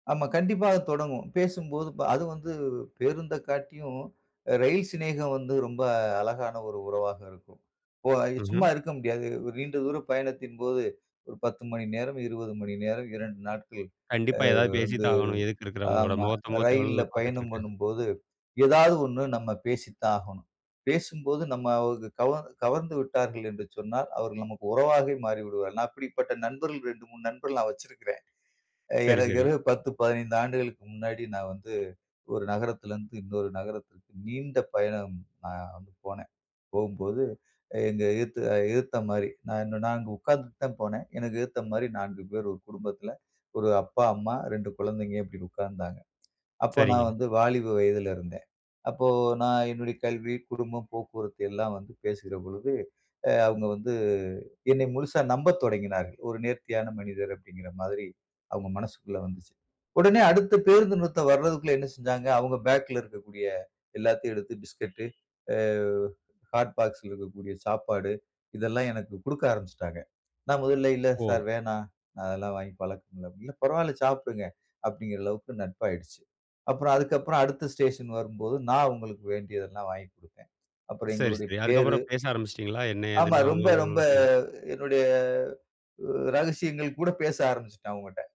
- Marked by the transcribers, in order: unintelligible speech; unintelligible speech
- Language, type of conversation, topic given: Tamil, podcast, சிறிய உரையாடல்கள் எப்படி உறவை வளர்க்கும்?